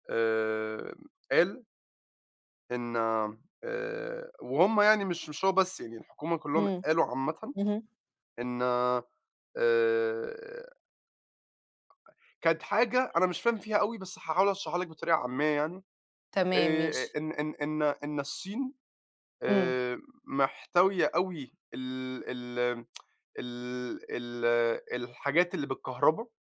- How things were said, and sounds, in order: other background noise; tsk
- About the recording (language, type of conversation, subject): Arabic, unstructured, إزاي الناس يقدروا يتأكدوا إن الأخبار اللي بيسمعوها صحيحة؟